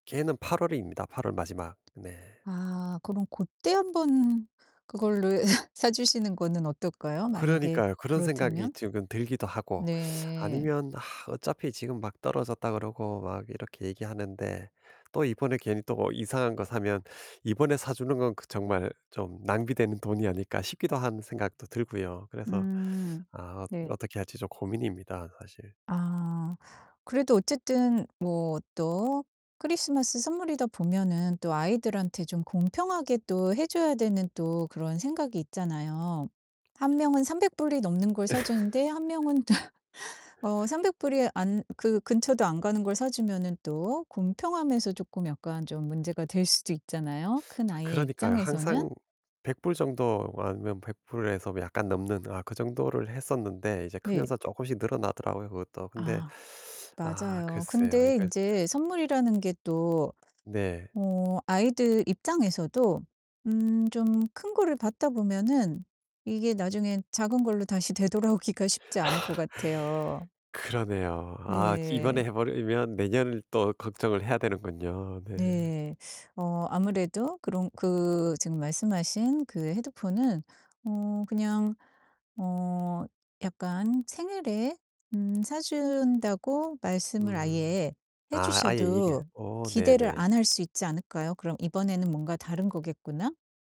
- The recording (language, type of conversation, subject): Korean, advice, 예산에 맞춰 필요한 물건을 어떻게 더 똑똑하게 고를 수 있을까요?
- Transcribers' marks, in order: tapping; distorted speech; laughing while speaking: "그거를"; other background noise; laugh; teeth sucking; laugh